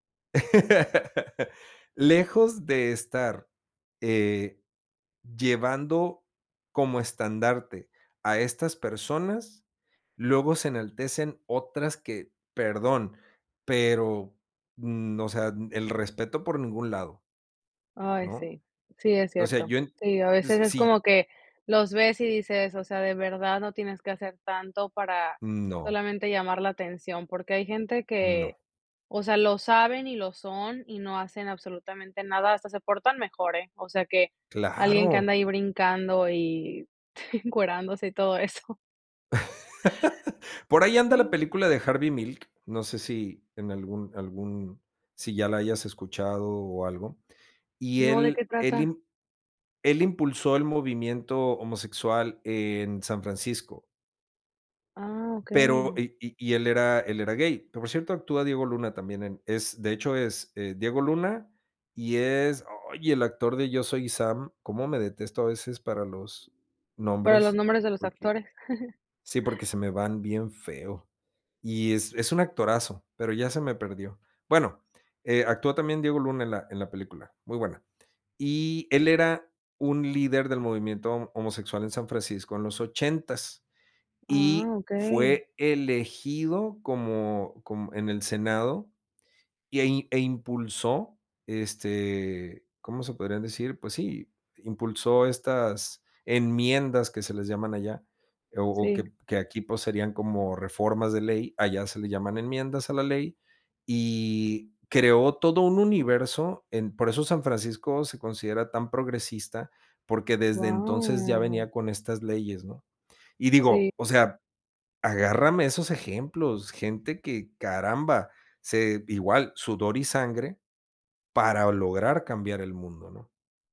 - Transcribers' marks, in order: laugh; chuckle; laugh; chuckle; surprised: "¡Guau!"
- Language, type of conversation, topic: Spanish, podcast, ¿Qué opinas sobre la representación de género en películas y series?